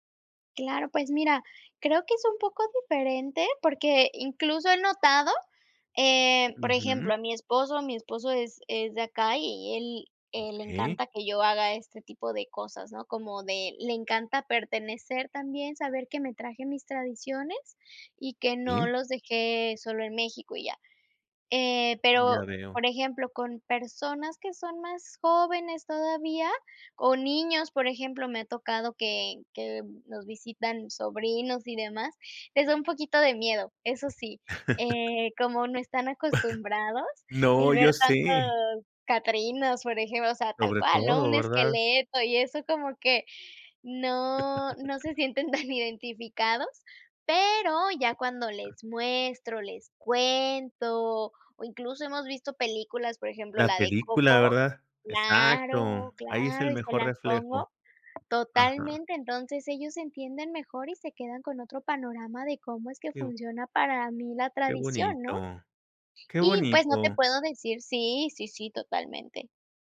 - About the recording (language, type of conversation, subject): Spanish, podcast, Cuéntame, ¿qué tradiciones familiares te importan más?
- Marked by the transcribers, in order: laugh; chuckle; laugh; chuckle; other noise; other background noise; unintelligible speech